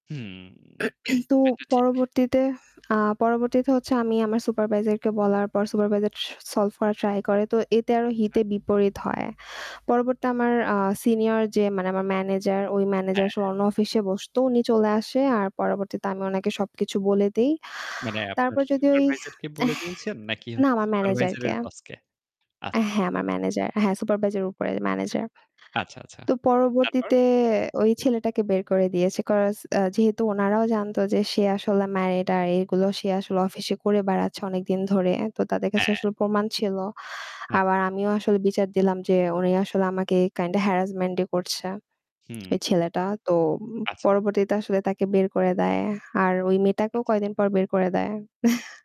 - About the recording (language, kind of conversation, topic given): Bengali, unstructured, অফিসে মিথ্যা কথা বা গুজব ছড়ালে তার প্রভাব আপনার কাছে কেমন লাগে?
- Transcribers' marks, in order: static; mechanical hum; throat clearing; distorted speech; tapping; other background noise; chuckle